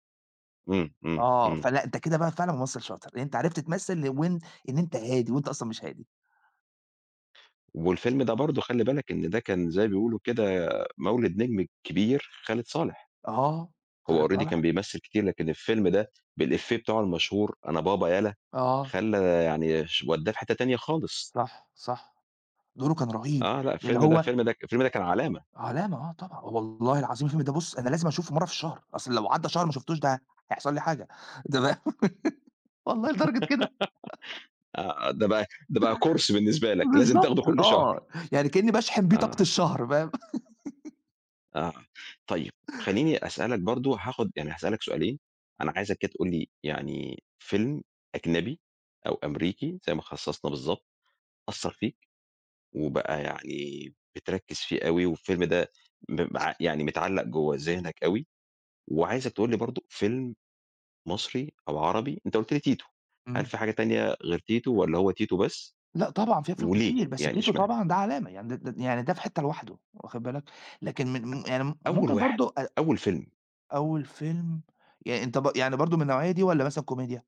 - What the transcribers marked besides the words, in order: in English: "already"; unintelligible speech; giggle; laughing while speaking: "ده والله لدرجة كده"; in English: "كورس"; laugh; laugh; unintelligible speech
- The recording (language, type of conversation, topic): Arabic, podcast, إيه أكتر حاجة بتفتكرها من أول فيلم أثّر فيك؟